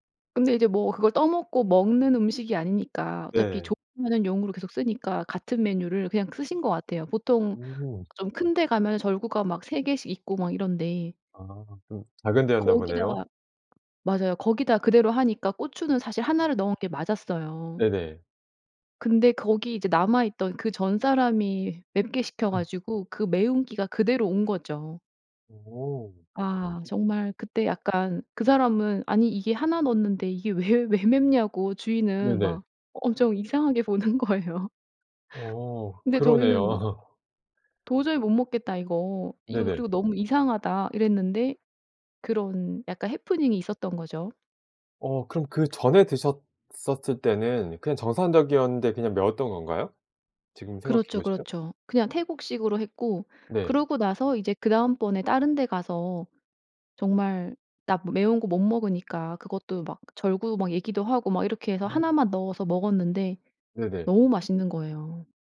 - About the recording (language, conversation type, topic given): Korean, podcast, 음식 때문에 생긴 웃긴 에피소드가 있나요?
- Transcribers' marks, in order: other background noise; tapping; laughing while speaking: "보는 거예요"; laugh